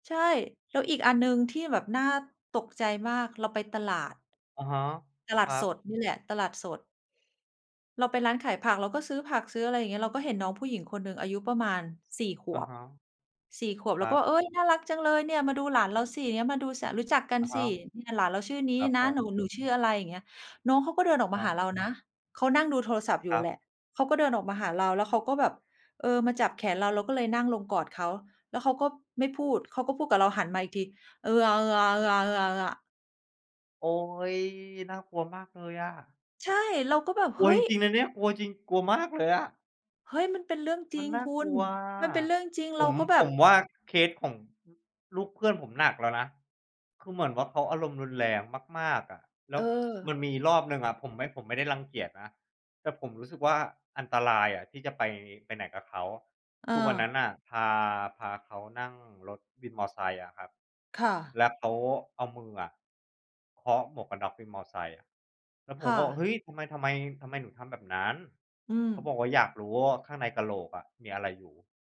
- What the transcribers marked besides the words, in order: tapping; other background noise
- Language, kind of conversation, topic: Thai, unstructured, คุณรู้สึกอย่างไรกับการที่เด็กติดโทรศัพท์มือถือมากขึ้น?